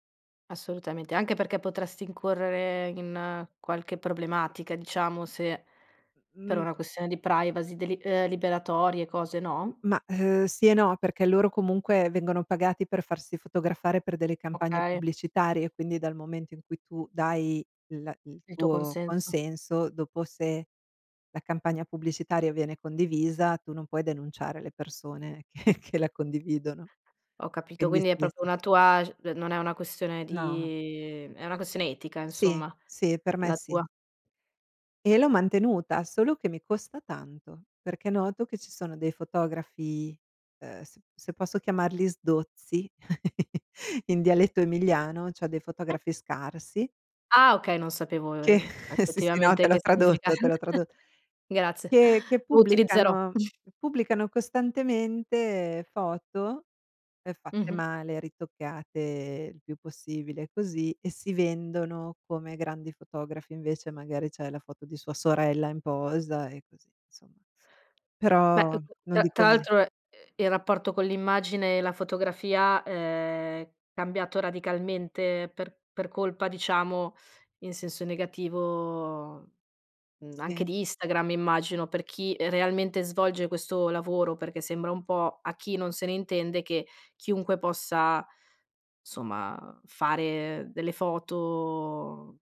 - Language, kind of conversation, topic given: Italian, podcast, Che differenza senti, per te, tra la tua identità online e quella offline?
- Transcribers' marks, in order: laughing while speaking: "che-che"; "proprio" said as "propio"; chuckle; other background noise; chuckle; chuckle; "insomma" said as "nsomma"